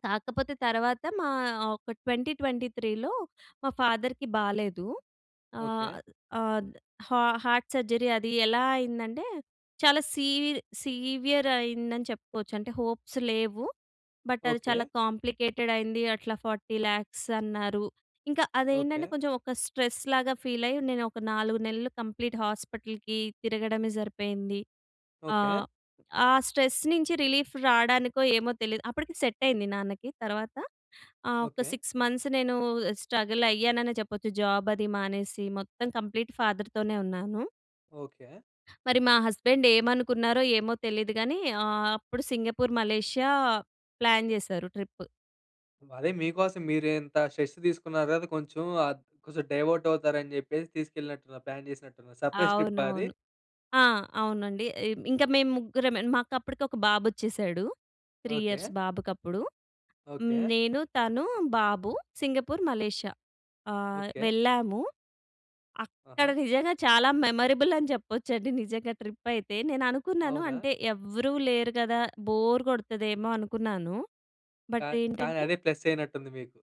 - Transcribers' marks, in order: other background noise; in English: "ట్వంటీ ట్వంటీ త్రీలో"; in English: "ఫాదర్‌కి"; in English: "హార్ట్ సర్జరీ"; in English: "సీవియర్"; in English: "హోప్స్"; in English: "బట్"; in English: "కాంప్లికేటెడ్"; in English: "ఫార్టీ ల్యాక్స్"; in English: "స్ట్రెస్‌లాగా ఫీల్"; in English: "కంప్లీట్"; in English: "స్ట్రెస్"; in English: "రిలీఫ్"; in English: "సెట్"; in English: "సిక్స్ మంత్స్"; in English: "స్ట్రగల్"; in English: "జాబ్"; in English: "కంప్లీట్ ఫాదర్‌తోనే"; in English: "హస్బెండ్"; in English: "ప్లాన్"; in English: "ట్రిప్"; in English: "స్ట్రెస్"; in English: "డైవర్ట్"; in English: "ప్లాన్"; in English: "సర్ప్రైస్"; in English: "త్రీ ఇయర్స్"; in English: "మెమొరబుల్"; in English: "ట్రిప్"; in English: "బోర్"; in English: "బట్"; in English: "ప్లస్"
- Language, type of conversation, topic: Telugu, podcast, మీ ప్రయాణంలో నేర్చుకున్న ఒక ప్రాముఖ్యమైన పాఠం ఏది?